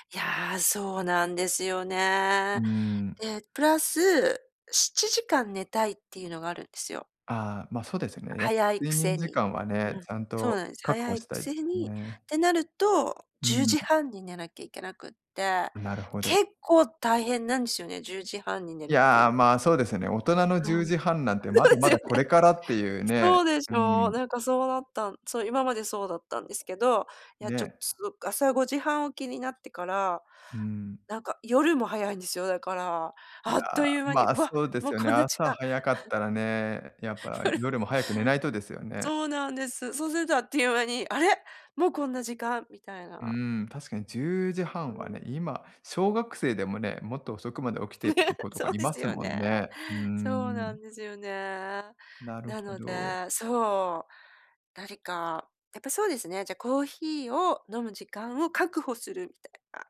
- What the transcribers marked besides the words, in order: laughing while speaking: "そうですね"; chuckle; laughing while speaking: "夜も"; laughing while speaking: "ね、そうですよね"
- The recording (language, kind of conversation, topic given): Japanese, advice, 忙しい朝でも続けられる簡単な朝の習慣はありますか？